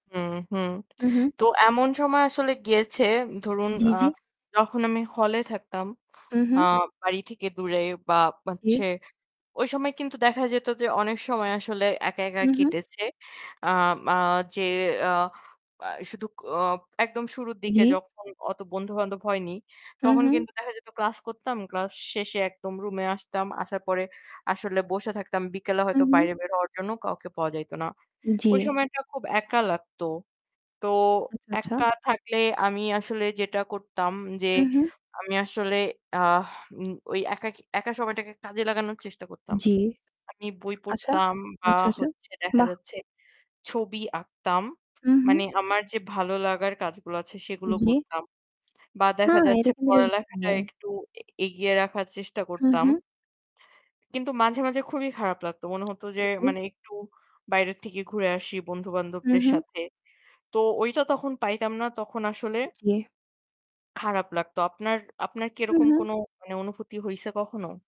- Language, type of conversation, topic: Bengali, unstructured, আপনি কি কখনো নিজেকে একা মনে করেছেন, আর তখন আপনার কেমন লেগেছিল?
- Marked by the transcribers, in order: static; tapping; other background noise; unintelligible speech